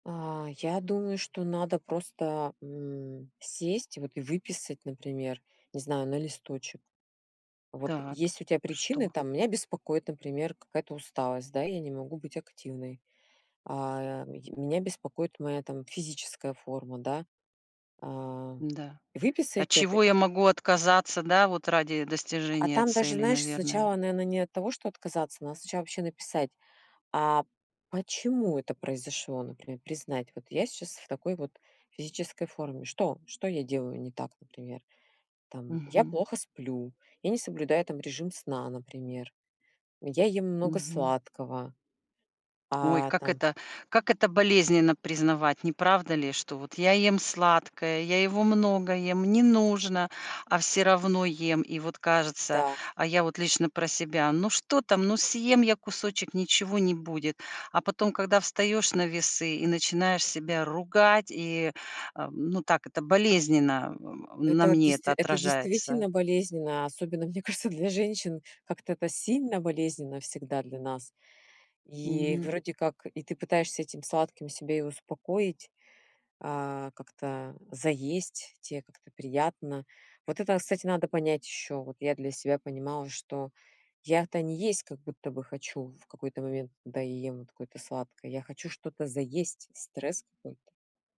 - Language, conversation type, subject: Russian, podcast, Что для тебя значит быть честным с собой по-настоящему?
- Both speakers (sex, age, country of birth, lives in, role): female, 40-44, Russia, United States, guest; female, 60-64, Kazakhstan, United States, host
- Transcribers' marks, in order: tapping; "наверно" said as "нанейно"; grunt; other background noise